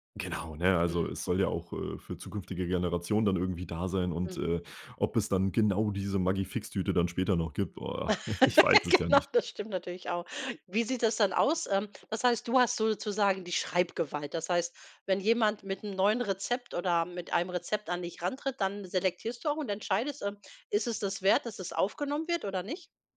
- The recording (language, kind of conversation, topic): German, podcast, Wie bewahrt ihr Rezepte für die nächste Generation auf?
- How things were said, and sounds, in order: laugh; laughing while speaking: "Genau"